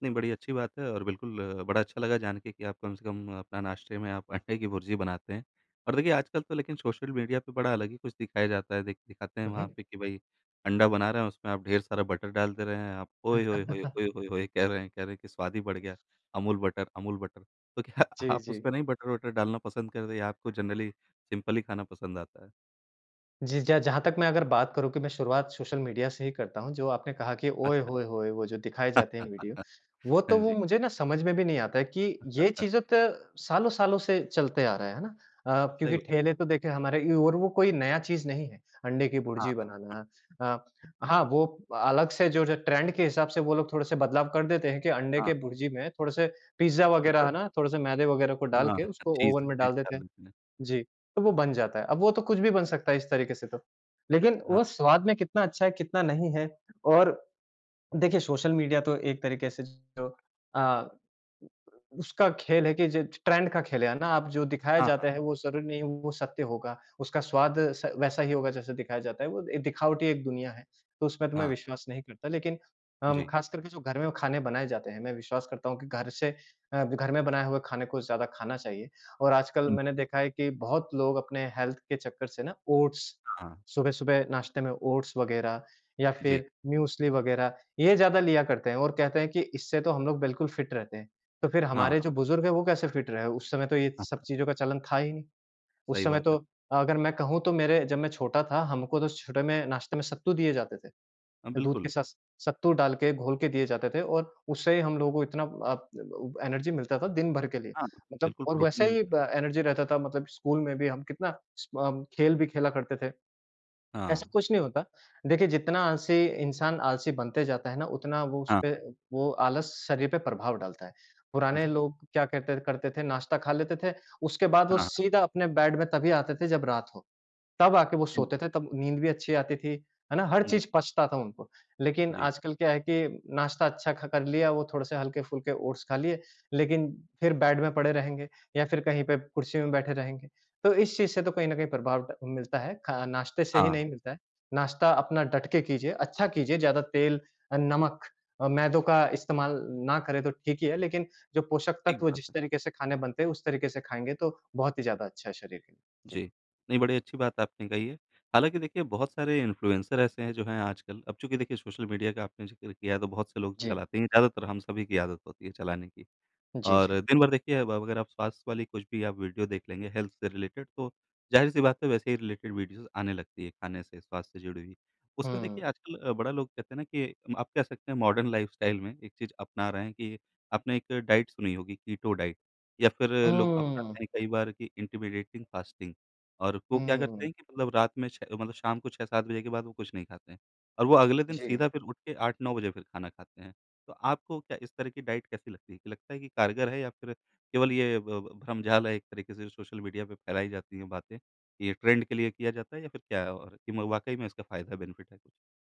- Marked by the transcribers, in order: in English: "बटर"; chuckle; other background noise; laughing while speaking: "तो"; in English: "बटर"; in English: "जनरली सिंपल"; laugh; chuckle; tapping; in English: "ट्रेंड"; in English: "बटर"; in English: "चीज़ चीज़"; in English: "ट्रेंड"; in English: "हेल्थ"; in English: "फिट"; in English: "फिट"; "साथ" said as "सास"; in English: "एनर्जी"; in English: "एनर्जी"; in English: "बेड"; unintelligible speech; in English: "बेड"; in English: "इन्फ्लुएंसर"; in English: "हेल्थ"; in English: "रिलेटेड"; in English: "रिलेटेड वीडियोज़"; in English: "मॉडर्न लाइफ़स्टाइल"; in English: "डाइट"; in English: "कीटो डाइट"; in English: "इंटिमिडेटिंग फास्टिंग"; in English: "डाइट"; in English: "ट्रेंड"; in English: "बेनिफिट"
- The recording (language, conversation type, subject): Hindi, podcast, आप नाश्ता कैसे चुनते हैं और क्यों?